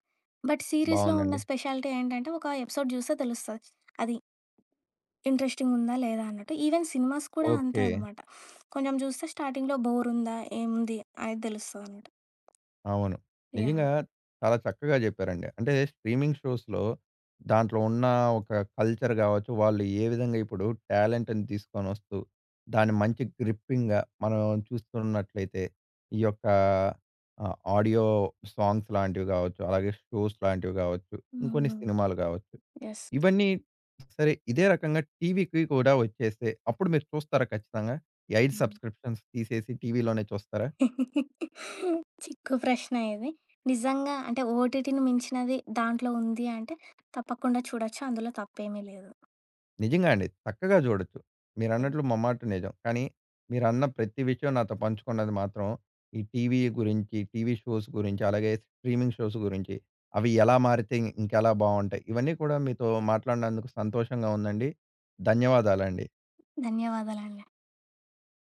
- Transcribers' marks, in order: in English: "బట్ సీరీస్‌లొ"; in English: "స్పెషాలిటీ"; in English: "ఎపిసోడ్"; other background noise; in English: "ఇంట్రెస్టింగ్‌గ"; in English: "ఈవెన్ సినిమాస్"; in English: "స్టార్టింగ్‌లొ బోర్"; tapping; in English: "యాహ్!"; in English: "స్ట్రీమింగ్ షోస్‌లొ"; in English: "కల్చర్"; in English: "టాలెంట్‌ని"; in English: "గ్రిప్పింగ్‌గా"; in English: "ఆడియో సాంగ్స్"; in English: "షో‌స్"; in English: "యెస్"; in English: "సబ్స్క్రిప్షన్స్"; chuckle; in English: "ఓటీటీని"; unintelligible speech; in English: "టీవీ షోస్"; in English: "స్ట్రీమింగ్ షోస్"
- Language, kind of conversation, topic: Telugu, podcast, స్ట్రీమింగ్ షోస్ టీవీని ఎలా మార్చాయి అనుకుంటారు?